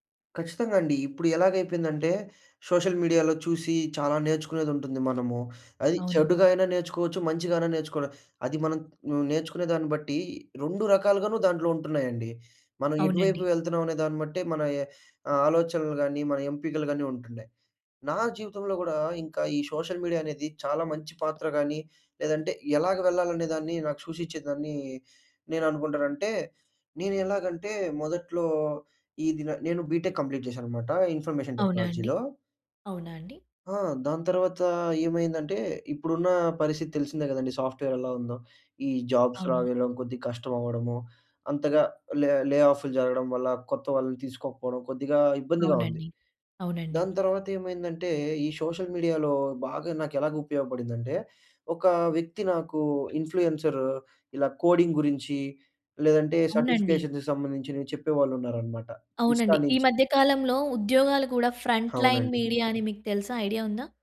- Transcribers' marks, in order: in English: "సోషల్ మీడియాలో"; in English: "సోషల్ మీడియా"; in English: "బీటెక్ కంప్లీట్"; in English: "ఇన్ఫర్మేషన్ టెక్నాలజీలో"; in English: "సాఫ్ట్‌వేర్"; in English: "జాబ్స్"; in English: "లే ఆఫ్‌లు"; in English: "సోషల్ మీడియాలో"; in English: "ఇన్‌ఫ్లూయెన్సర్"; in English: "కోడింగ్"; in English: "సర్టిఫికేషన్‌కి"; in English: "ఇన్‌స్టాా"; in English: "ఫ్రంట్ లైన్ మీడియా"
- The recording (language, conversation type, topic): Telugu, podcast, సోషల్ మీడియాలో చూపుబాటలు మీ ఎంపికలను ఎలా మార్చేస్తున్నాయి?